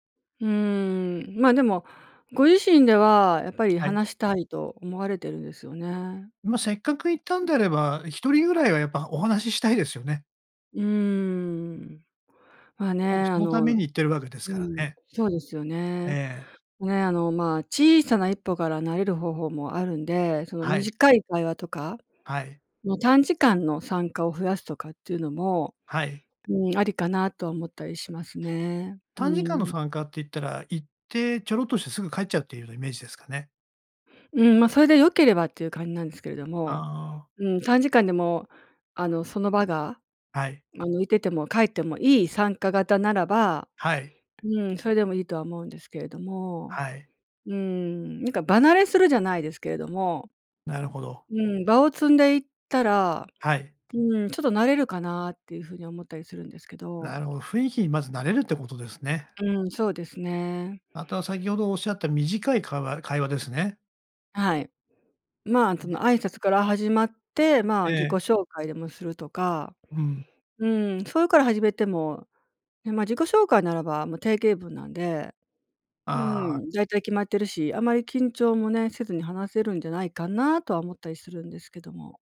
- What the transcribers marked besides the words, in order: none
- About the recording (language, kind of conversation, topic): Japanese, advice, 社交の場で緊張して人と距離を置いてしまうのはなぜですか？